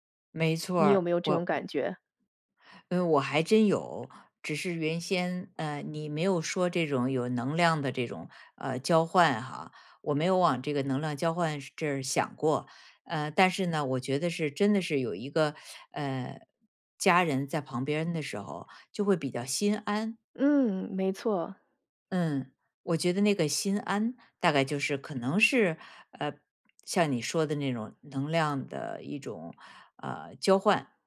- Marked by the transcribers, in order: tapping
- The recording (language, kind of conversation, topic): Chinese, podcast, 你觉得陪伴比礼物更重要吗？